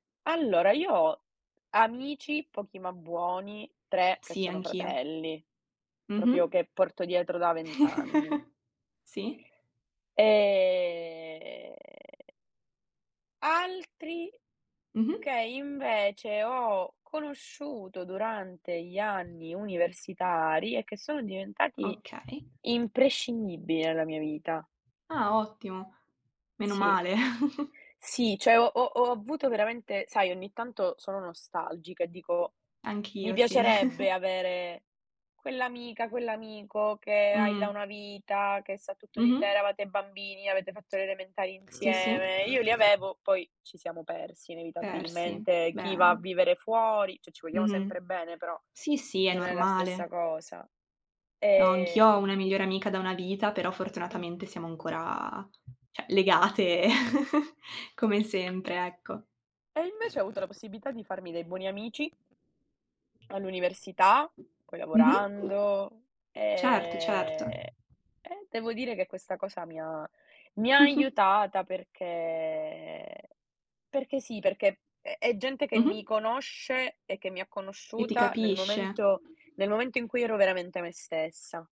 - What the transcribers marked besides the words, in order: "proprio" said as "propio"; chuckle; other background noise; drawn out: "Ehm"; tapping; chuckle; chuckle; "cioè" said as "ceh"; "cioè" said as "ceh"; laugh; drawn out: "e"; chuckle; drawn out: "perché"
- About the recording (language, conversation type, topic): Italian, unstructured, Quale parte della tua identità ti sorprende di più?